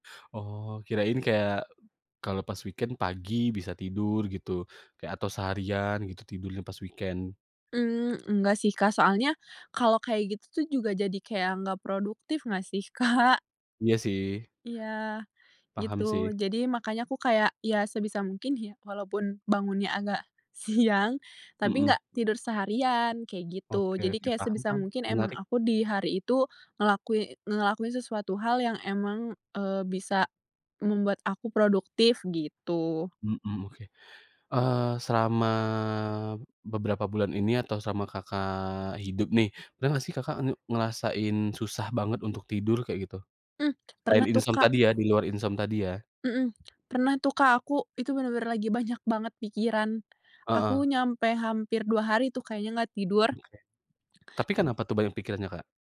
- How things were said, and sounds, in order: in English: "weekend"; in English: "weekend"; other background noise
- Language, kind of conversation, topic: Indonesian, podcast, Apa rutinitas tidur yang biasanya kamu jalani?